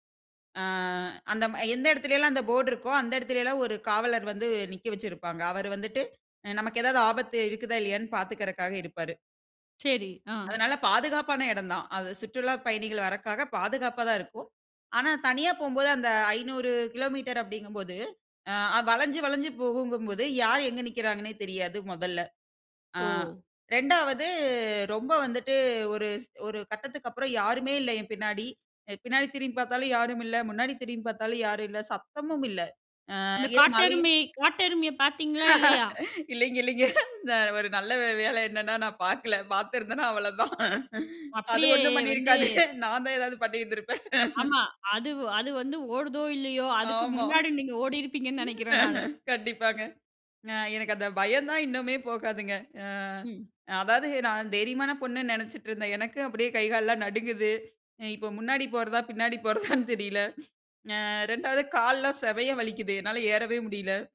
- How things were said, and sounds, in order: in English: "போர்ட்"; "வரதுக்காக" said as "வரக்காக"; unintelligible speech; laugh; laughing while speaking: "இல்லேங்க, இல்லேங்க. இந்த ஒரு நல்ல வேளை என்னன்னா, நான் பாக்கல. பார்த்திருந்தன்னா அவ்வளதான்"; laughing while speaking: "பண்ணியிருக்காது. நான் தான் ஏதாவது பண்ணியிருந்திருப்பேன்"; laugh; laughing while speaking: "போறதான்னு தெரியல"
- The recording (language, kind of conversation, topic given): Tamil, podcast, முதல்முறையாக நீங்கள் தனியாகச் சென்ற பயணம் எப்படி இருந்தது?